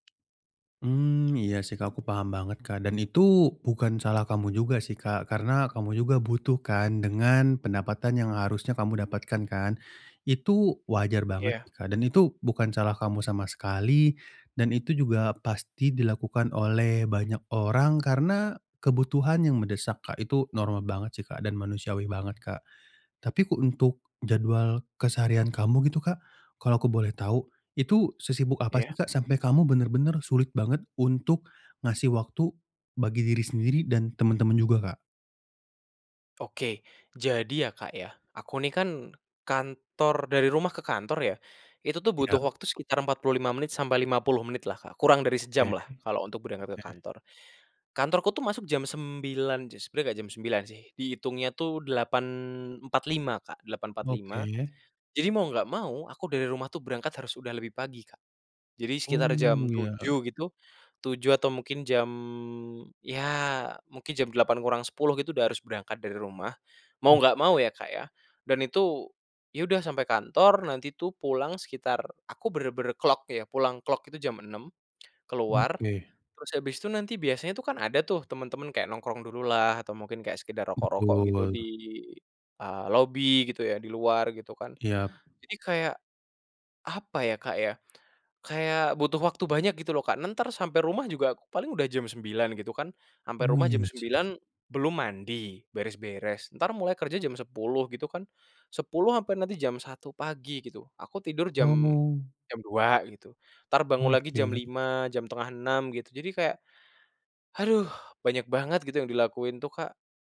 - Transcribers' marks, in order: tapping; in English: "clock"; in English: "clock"; other background noise; "entar" said as "nentar"
- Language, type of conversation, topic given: Indonesian, advice, Bagaimana saya bisa tetap menekuni hobi setiap minggu meskipun waktu luang terasa terbatas?